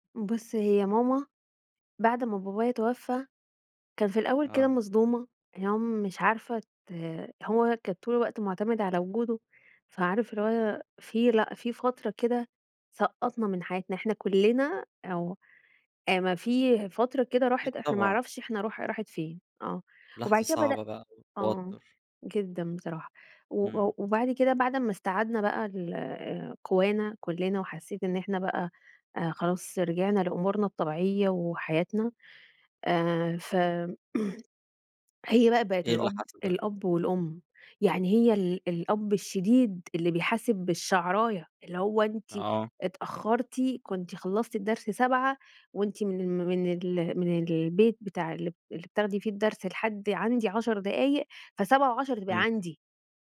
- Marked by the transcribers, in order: throat clearing
- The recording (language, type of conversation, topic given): Arabic, podcast, مين أكتر شخص أثّر فيك، وإزاي؟